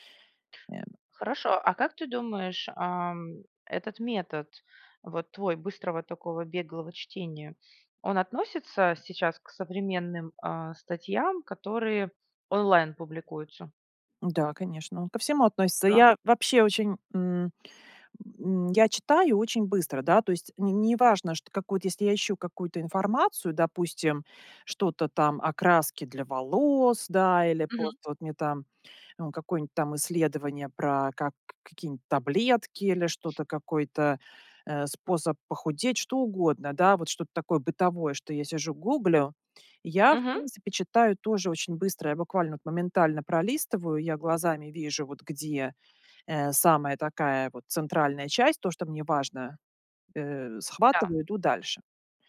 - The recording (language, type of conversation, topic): Russian, podcast, Как выжимать суть из длинных статей и книг?
- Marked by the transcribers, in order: tapping; other background noise